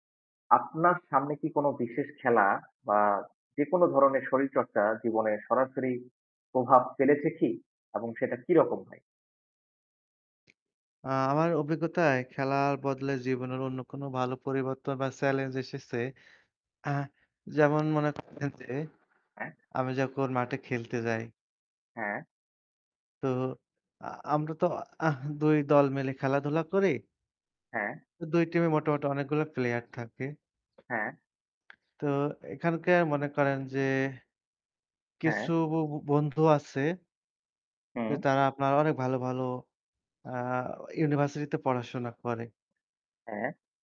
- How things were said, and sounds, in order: static; tapping
- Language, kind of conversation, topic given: Bengali, unstructured, খেলাধুলার মাধ্যমে আপনার জীবনে কী কী পরিবর্তন এসেছে?